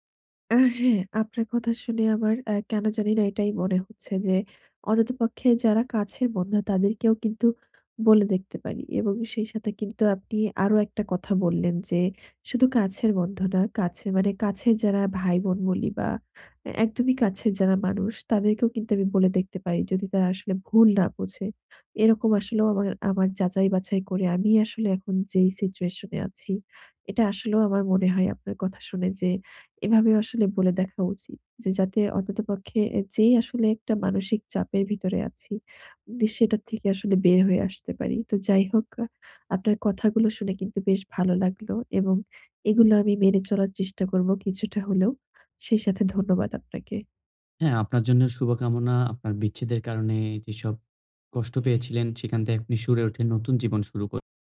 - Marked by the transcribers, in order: "অন্তত" said as "অনত"; in English: "situation"; horn
- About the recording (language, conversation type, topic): Bengali, advice, বন্ধুদের কাছে বিচ্ছেদের কথা ব্যাখ্যা করতে লজ্জা লাগলে কীভাবে বলবেন?